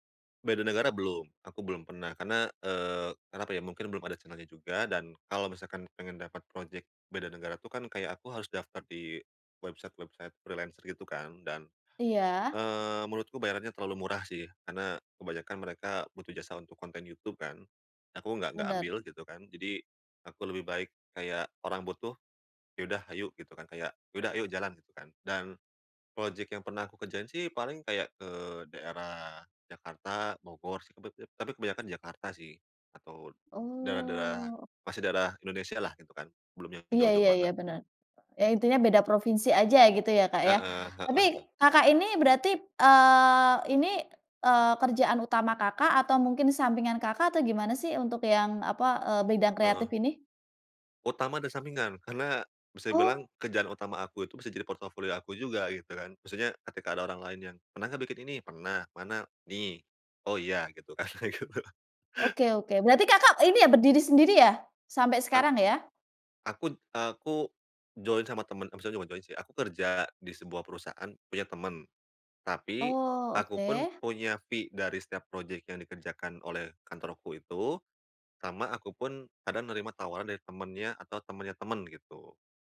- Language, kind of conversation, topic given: Indonesian, podcast, Bagaimana cara menemukan minat yang dapat bertahan lama?
- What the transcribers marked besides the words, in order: in English: "channel-nya"; in English: "website-website freelancer"; drawn out: "Oh"; laughing while speaking: "kayak gitu"; in English: "fee"